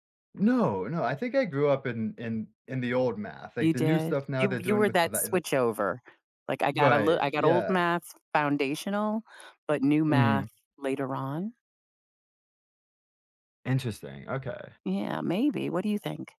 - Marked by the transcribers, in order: other background noise
- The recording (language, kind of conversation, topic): English, unstructured, What is a scientific discovery that has made you feel hopeful?